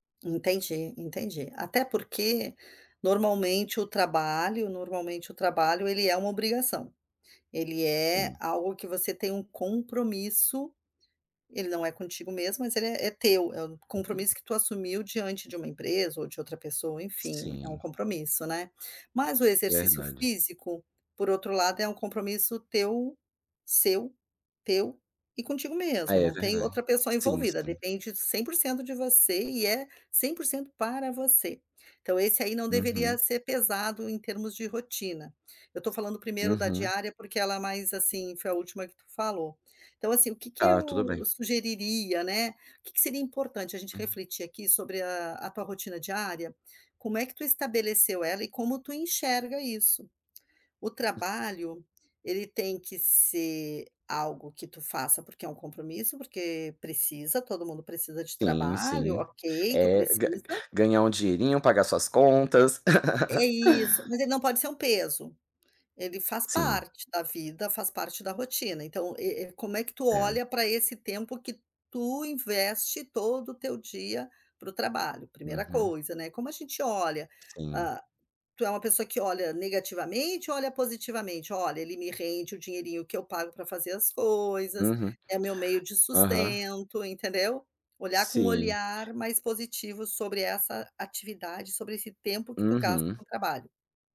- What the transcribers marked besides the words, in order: tapping; other background noise; laugh
- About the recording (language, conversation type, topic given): Portuguese, advice, Como posso definir metas claras e alcançáveis?